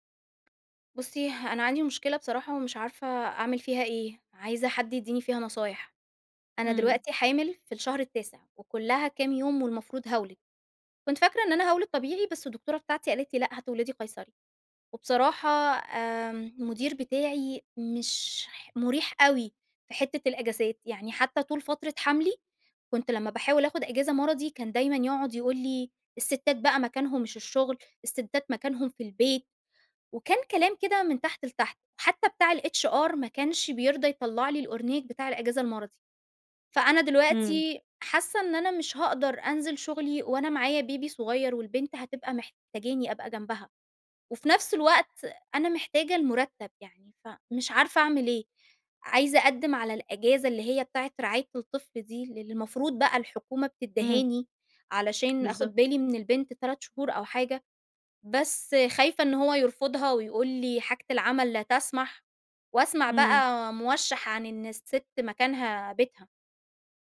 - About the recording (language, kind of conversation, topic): Arabic, advice, إزاي أطلب راحة للتعافي من غير ما مديري يفتكر إن ده ضعف؟
- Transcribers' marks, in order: in English: "الHR"